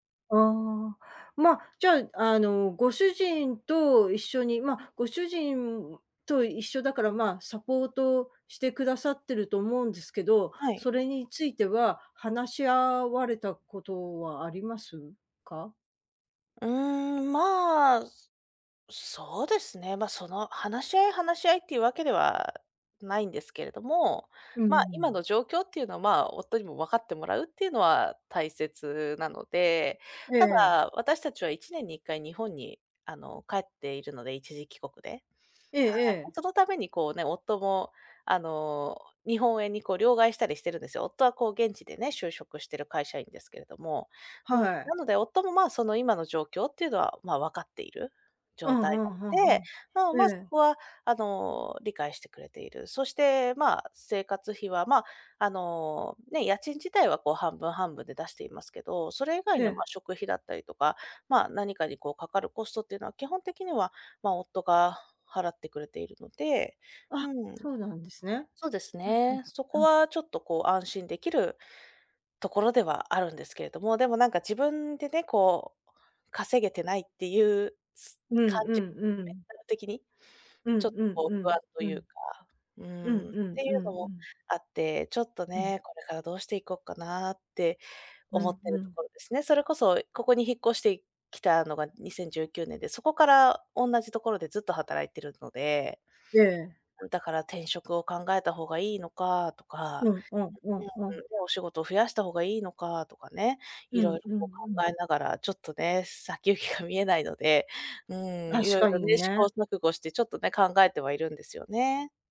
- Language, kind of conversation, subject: Japanese, advice, 収入が減って生活費の見通しが立たないとき、どうすればよいですか？
- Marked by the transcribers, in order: unintelligible speech